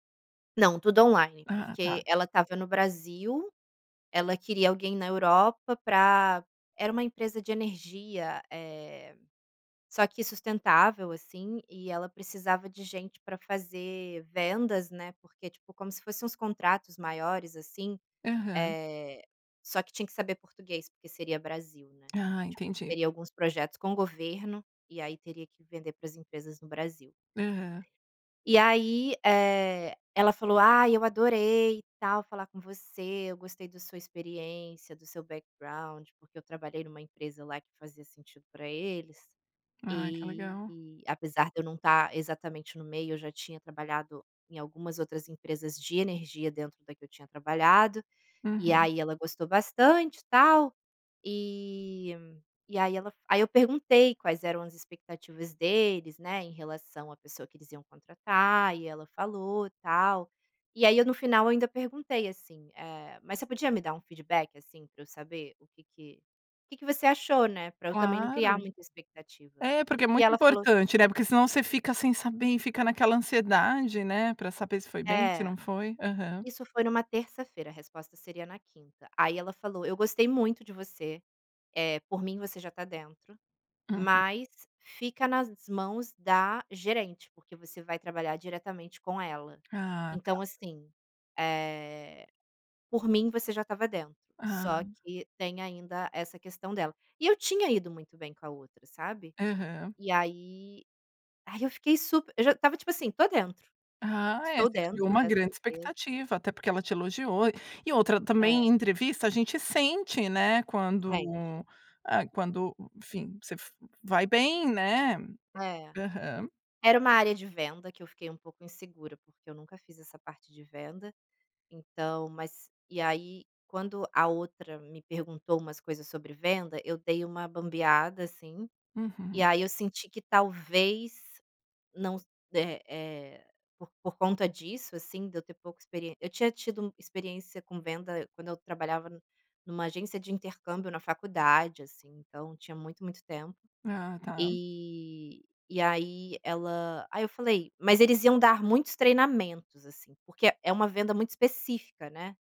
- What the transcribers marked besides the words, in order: tapping; other background noise; in English: "backgound"
- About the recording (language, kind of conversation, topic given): Portuguese, advice, Como você se sentiu após receber uma rejeição em uma entrevista importante?